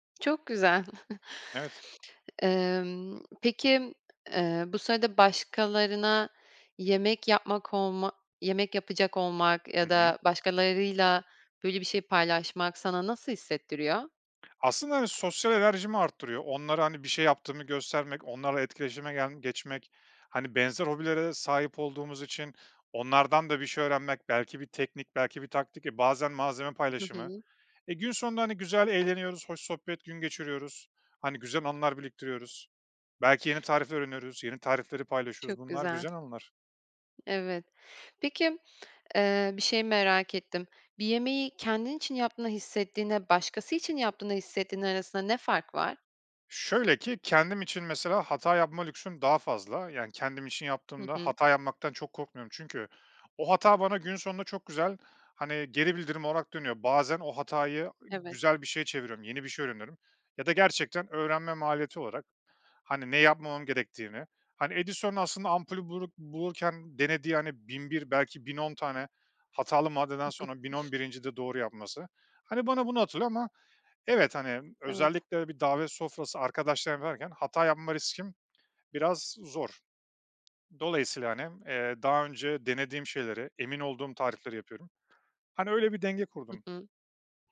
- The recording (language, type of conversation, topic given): Turkish, podcast, Basit bir yemek hazırlamak seni nasıl mutlu eder?
- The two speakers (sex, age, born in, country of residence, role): female, 25-29, Turkey, France, host; male, 35-39, Turkey, Estonia, guest
- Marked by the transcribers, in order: chuckle; tapping; other background noise; chuckle